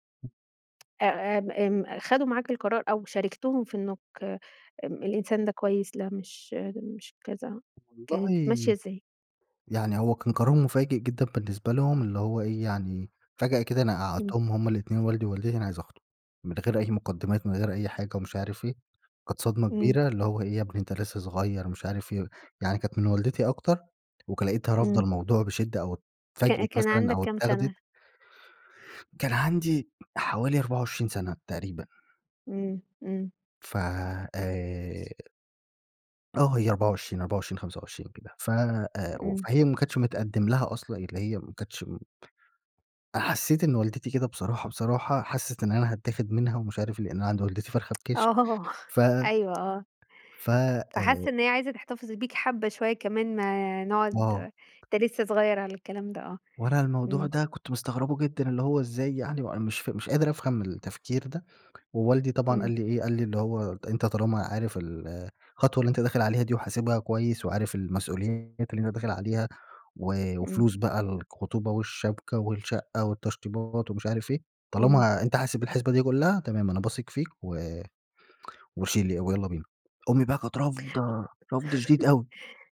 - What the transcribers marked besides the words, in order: unintelligible speech; tapping; other background noise; tsk; laughing while speaking: "آه"; tongue click; laugh
- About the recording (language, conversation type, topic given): Arabic, podcast, إزاي بتتعامل مع ضغط العيلة على قراراتك؟
- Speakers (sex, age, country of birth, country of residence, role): female, 35-39, Egypt, Egypt, host; male, 25-29, Egypt, Egypt, guest